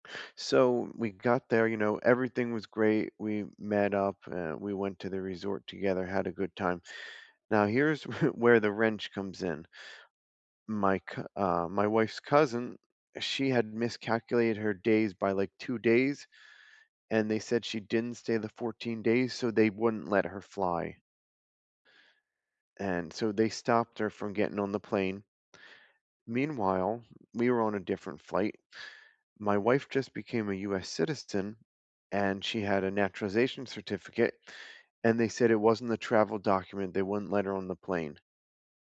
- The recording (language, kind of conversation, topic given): English, unstructured, What’s a travel story you love telling?
- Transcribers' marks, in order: chuckle